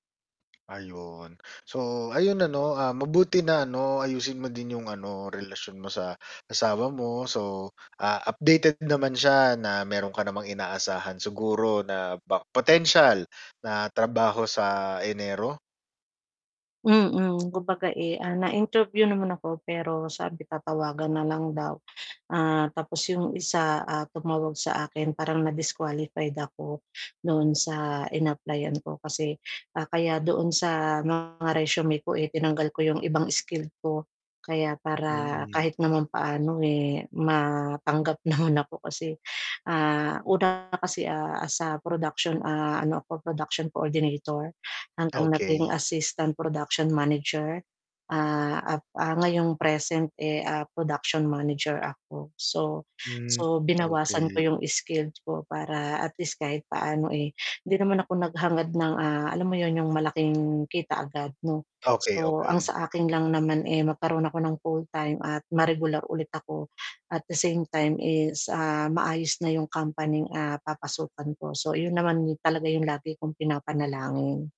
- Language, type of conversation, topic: Filipino, advice, Paano ako hihingi ng suporta kapag dumaraan ako sa emosyonal na krisis?
- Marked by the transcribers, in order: static; tapping; distorted speech; chuckle